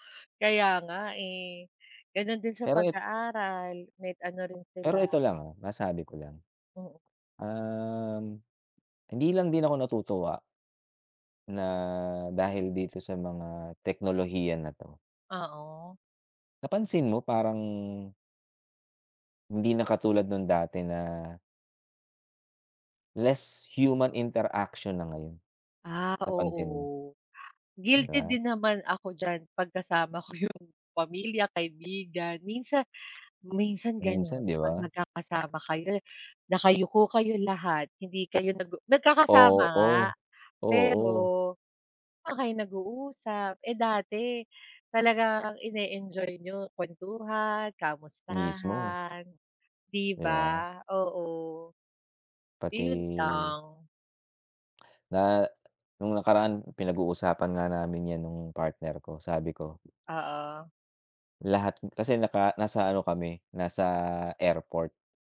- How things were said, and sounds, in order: "may" said as "met"; other background noise; tapping; "Oo" said as "ao"; laughing while speaking: "'yong"
- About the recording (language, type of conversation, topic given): Filipino, unstructured, Ano ang tingin mo sa epekto ng teknolohiya sa lipunan?